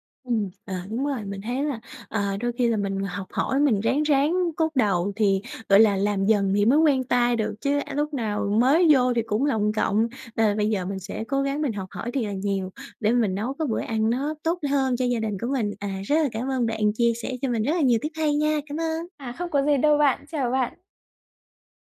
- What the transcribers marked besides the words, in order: tapping
- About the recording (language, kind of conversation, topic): Vietnamese, advice, Làm sao để cân bằng dinh dưỡng trong bữa ăn hằng ngày một cách đơn giản?